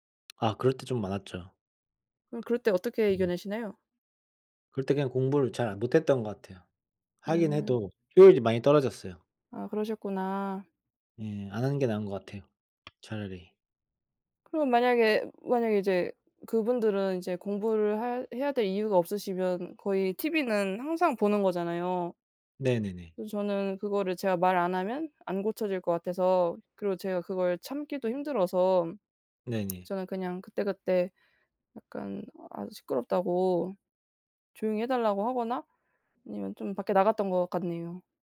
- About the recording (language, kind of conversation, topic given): Korean, unstructured, 어떻게 하면 공부에 대한 흥미를 잃지 않을 수 있을까요?
- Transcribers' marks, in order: tapping; tsk